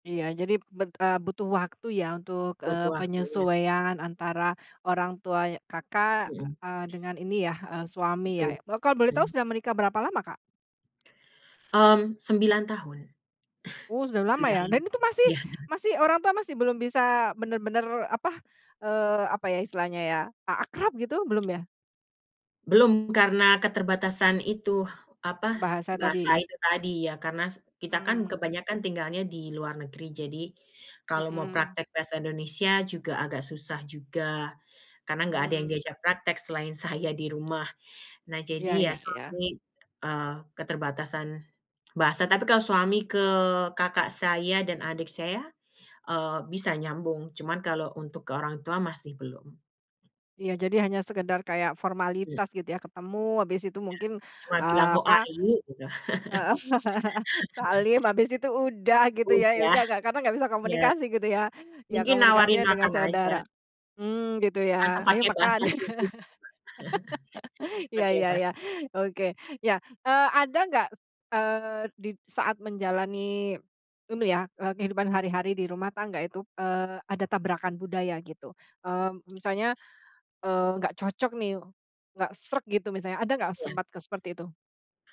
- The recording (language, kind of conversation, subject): Indonesian, podcast, Pernahkah kamu merasa terombang-ambing di antara dua budaya?
- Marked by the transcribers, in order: other background noise; laughing while speaking: "saya"; in English: "how are you"; laughing while speaking: "heeh"; chuckle; chuckle; laugh